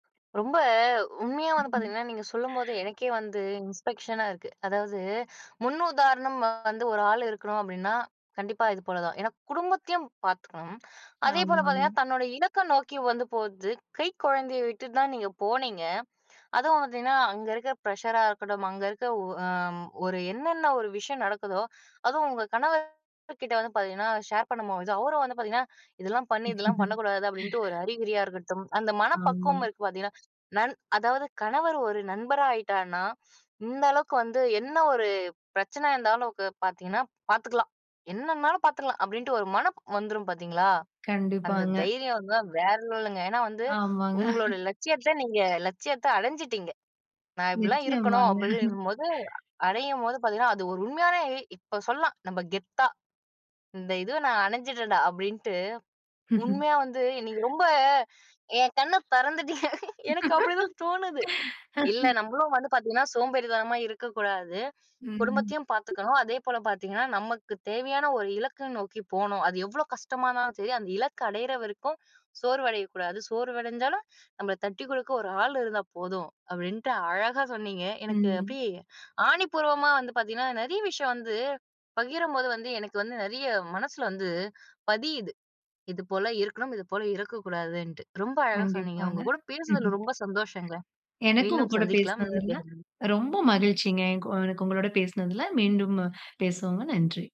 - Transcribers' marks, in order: other noise; in English: "இன்ஸ்பெக்ஷன்னா"; other background noise; in English: "ப்ரஷரா"; chuckle; chuckle; in English: "வேற லெவல்லுங்க"; chuckle; chuckle; laughing while speaking: "என் கண்ண தொறந்துட்டீங்க. எனக்கு அப்படிதான் தோணுது"; laugh; drawn out: "ம்"; chuckle
- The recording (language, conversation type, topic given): Tamil, podcast, குடும்பப் பொறுப்புகளுக்கும் உங்கள் தனிப்பட்ட இலக்குகளுக்கும் இடையில் சமநிலையை நீங்கள் எப்படிச் சாதிக்கிறீர்கள்?